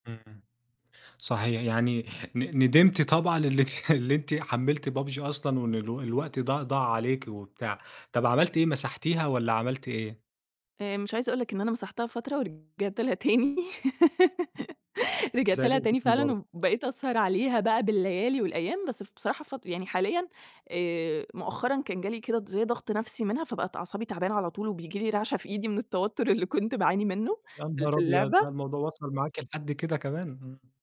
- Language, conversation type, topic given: Arabic, podcast, إيه التطبيق اللي ما تقدرش تستغنى عنه وليه؟
- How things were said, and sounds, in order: laughing while speaking: "إنِّك اللي أنتِ"; tapping; laugh; unintelligible speech